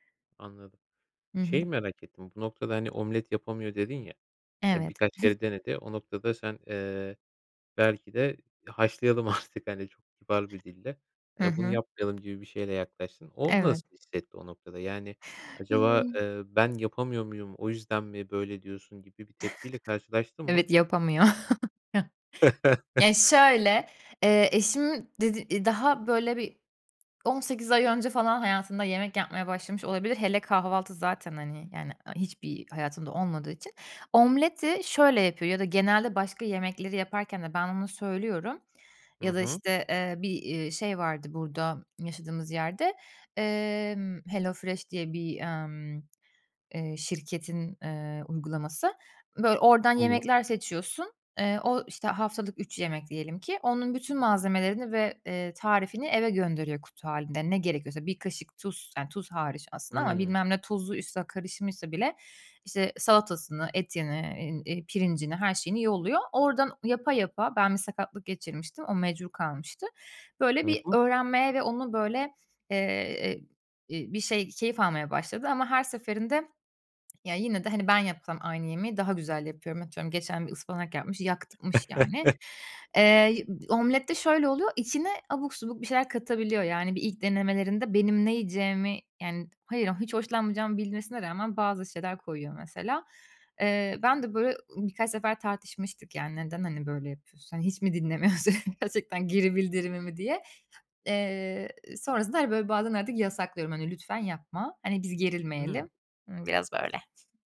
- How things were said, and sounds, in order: chuckle; laughing while speaking: "artık"; other background noise; inhale; unintelligible speech; chuckle; chuckle; chuckle; laughing while speaking: "dinlemiyorsun, gerçekten geri bildirimimi"
- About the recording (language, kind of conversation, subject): Turkish, podcast, Evde yemek paylaşımını ve sofraya dair ritüelleri nasıl tanımlarsın?